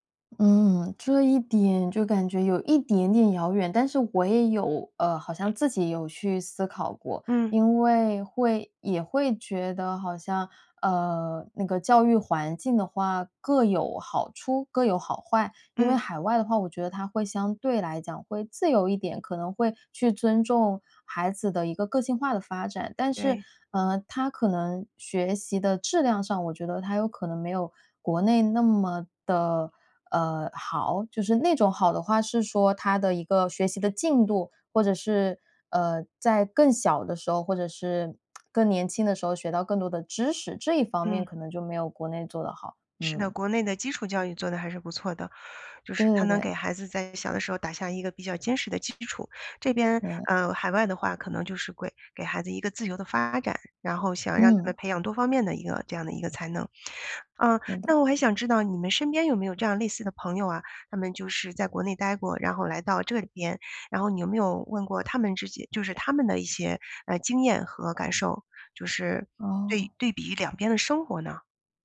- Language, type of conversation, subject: Chinese, advice, 我该回老家还是留在新城市生活？
- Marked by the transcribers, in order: lip smack; "自己" said as "智己"